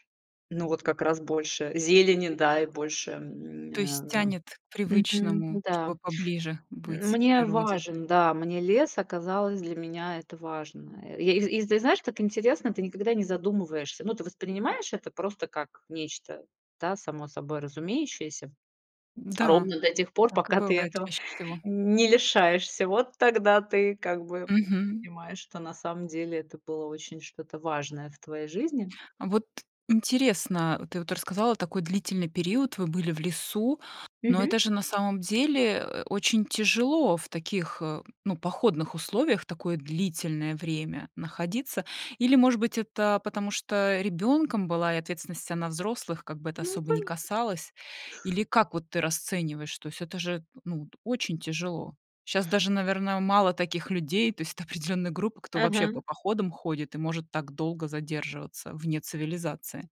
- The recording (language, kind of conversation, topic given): Russian, podcast, Чему тебя учит молчание в горах или в лесу?
- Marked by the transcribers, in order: other background noise; tapping